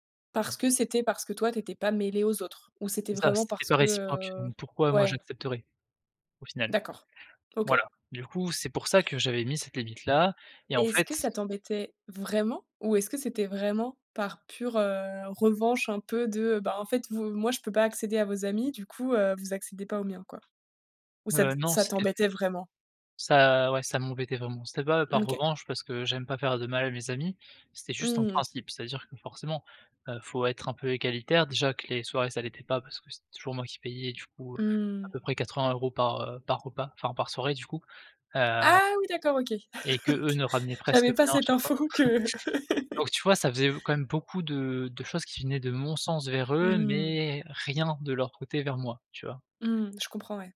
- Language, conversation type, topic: French, podcast, Qu’est-ce que tes relations t’ont appris sur toi-même ?
- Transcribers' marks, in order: stressed: "vraiment"; stressed: "Ah"; chuckle; laughing while speaking: "OK"; chuckle; laughing while speaking: "info que"; laugh; stressed: "mon"